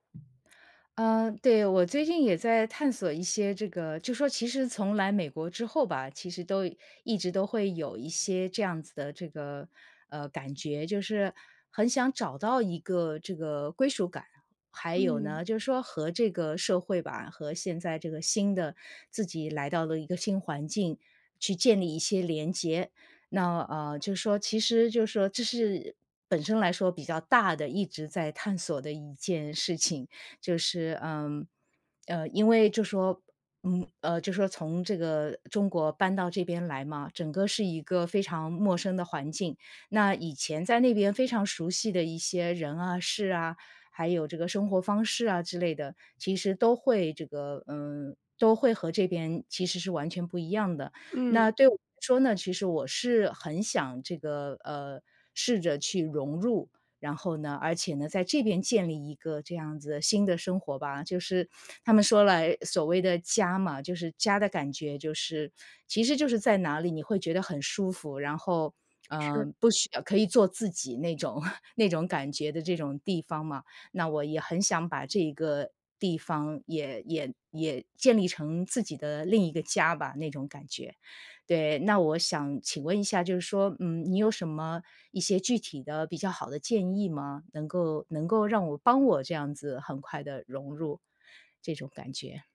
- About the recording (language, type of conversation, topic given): Chinese, advice, 我怎样在社区里找到归属感并建立连结？
- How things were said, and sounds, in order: tapping; chuckle